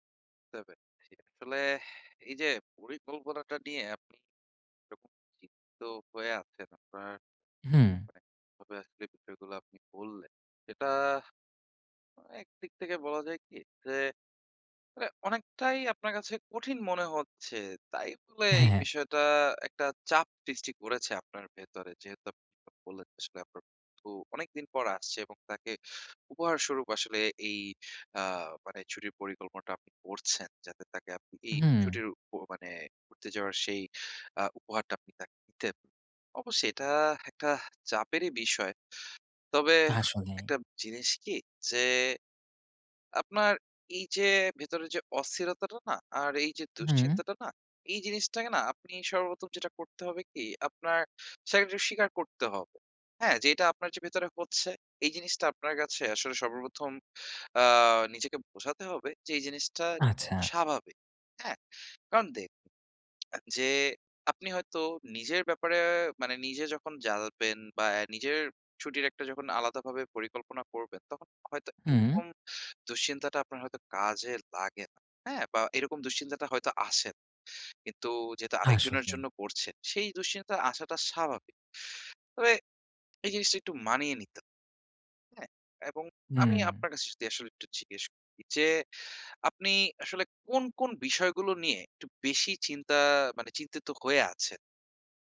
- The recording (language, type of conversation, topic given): Bengali, advice, ছুটি পরিকল্পনা করতে গিয়ে মানসিক চাপ কীভাবে কমাব এবং কোথায় যাব তা কীভাবে ঠিক করব?
- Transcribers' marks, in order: sigh; unintelligible speech; tongue click; "জানবেন" said as "জালবেন"